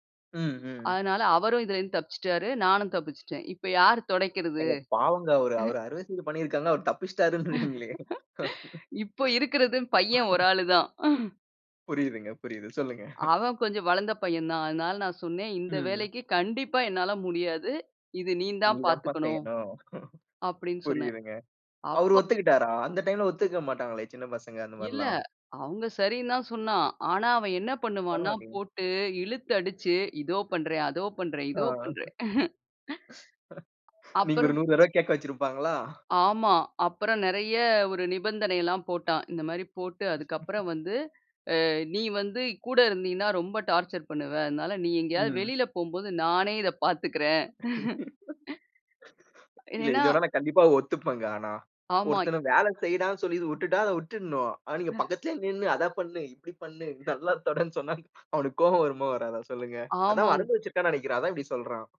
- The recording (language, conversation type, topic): Tamil, podcast, வீடு சுத்தம் செய்வதில் குடும்பத்தினரை ஈடுபடுத்த, எந்த கேள்விகளை கேட்க வேண்டும்?
- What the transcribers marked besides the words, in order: chuckle; laughing while speaking: "இப்போ இருக்கிறது பையன் ஒரு ஆளு தான்"; laughing while speaking: "அவரு தப்பிச்சிட்டாருன்றீங்களே?"; laughing while speaking: "புரியிதுங்க, புரியிது"; other noise; chuckle; "தடவ" said as "தரவ"; laugh; laugh; in English: "டார்ச்சர்"; laughing while speaking: "இல்ல. இது வேணா, நான் கண்டிப்பா … அதான் இப்டி சொல்றான்"; laugh; other background noise; tapping